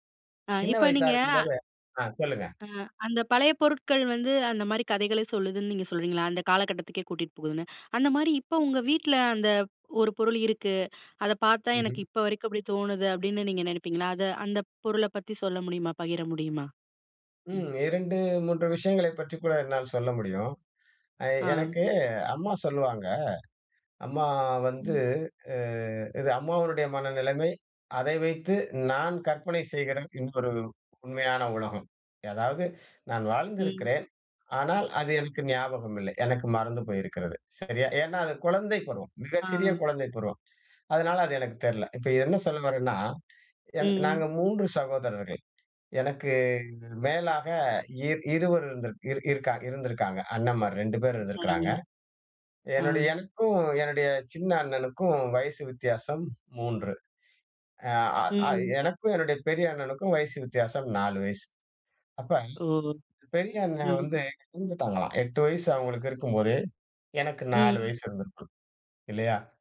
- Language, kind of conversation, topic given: Tamil, podcast, வீட்டில் இருக்கும் பழைய பொருட்கள் உங்களுக்கு என்னென்ன கதைகளைச் சொல்கின்றன?
- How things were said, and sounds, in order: other background noise